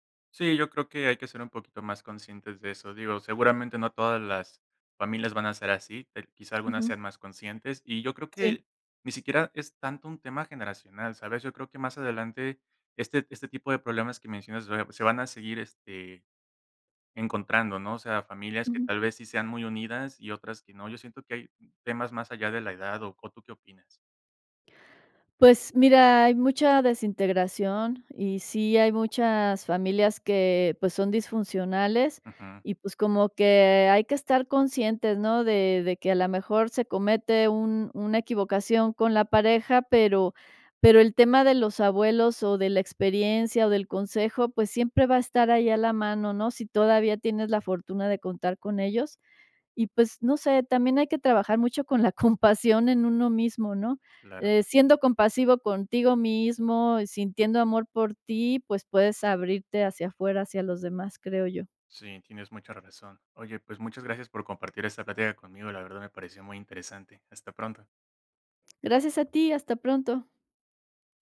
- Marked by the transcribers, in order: unintelligible speech
- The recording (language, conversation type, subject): Spanish, podcast, ¿Qué papel crees que deben tener los abuelos en la crianza?